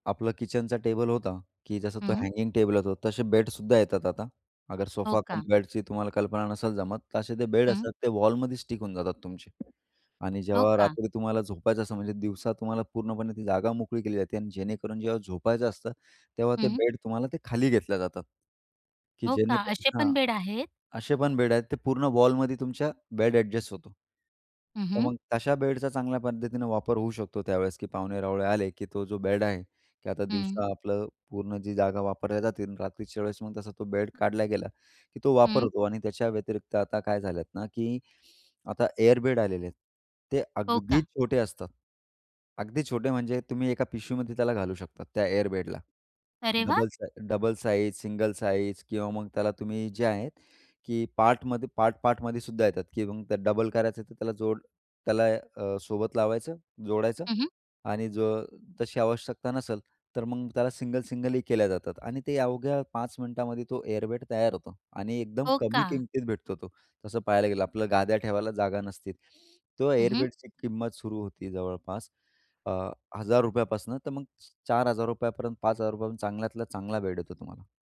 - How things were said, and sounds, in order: background speech; in English: "हँगिंग"; in English: "सोफा कम बेडची"; in English: "वॉलमध्ये स्टिक"; tapping; other background noise; in English: "वॉलमध्ये"; in English: "एअर बेड"; in English: "एअर बेडला"; in English: "सिंगल"; in English: "सिंगल, सिंगलही"; in English: "एअर बेड"; in English: "एअर बेडची"
- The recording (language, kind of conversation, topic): Marathi, podcast, लहान खोल्यासाठी जागा वाचवण्याचे उपाय काय आहेत?